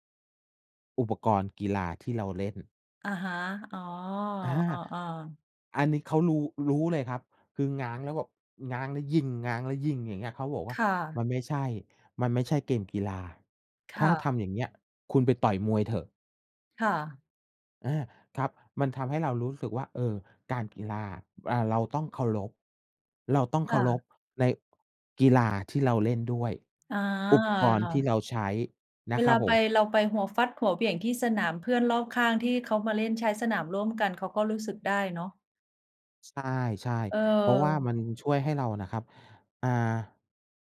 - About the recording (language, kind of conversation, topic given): Thai, unstructured, คุณเคยลองเล่นกีฬาที่ท้าทายมากกว่าที่เคยคิดไหม?
- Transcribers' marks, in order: none